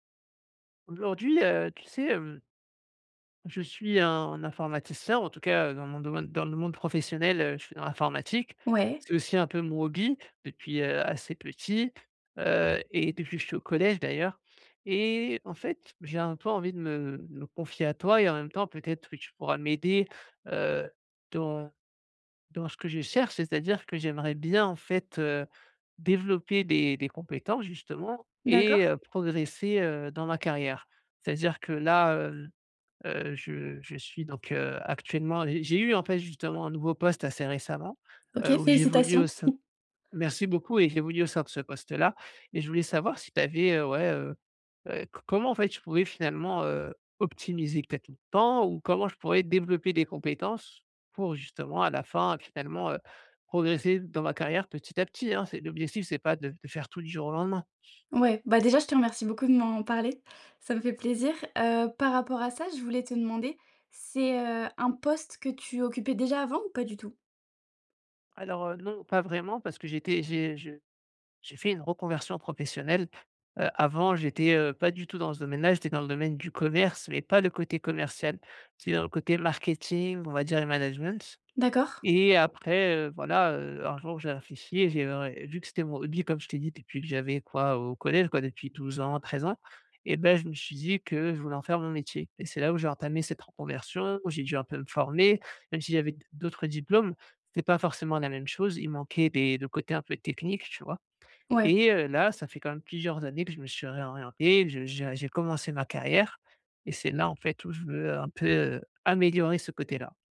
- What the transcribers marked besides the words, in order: chuckle
- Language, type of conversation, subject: French, advice, Comment puis-je développer de nouvelles compétences pour progresser dans ma carrière ?